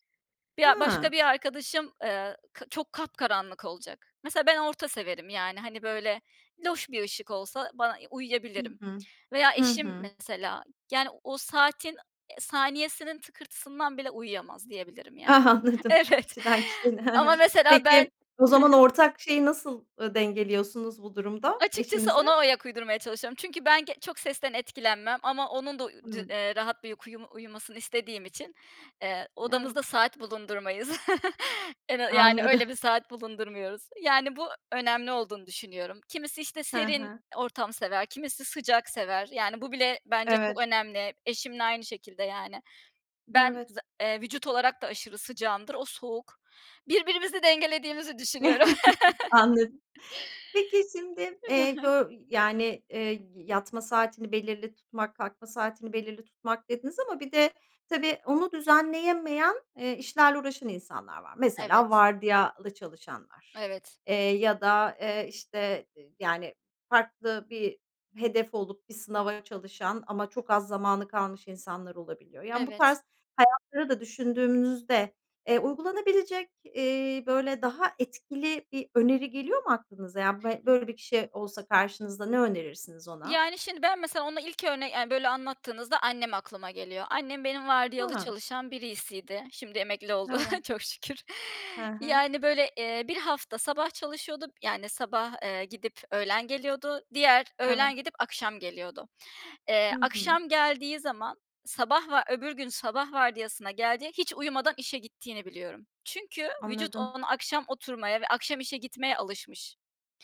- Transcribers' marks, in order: tapping; laughing while speaking: "Ah, anladım kişiden kişiyle"; laughing while speaking: "Evet"; laughing while speaking: "Anladım"; chuckle; chuckle; laughing while speaking: "Anladım"; laugh; other background noise; chuckle; "birisiydi" said as "biriysiydi"; chuckle; laughing while speaking: "Çok şükür"
- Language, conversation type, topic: Turkish, podcast, Uyku düzenimi düzeltmenin kolay yolları nelerdir?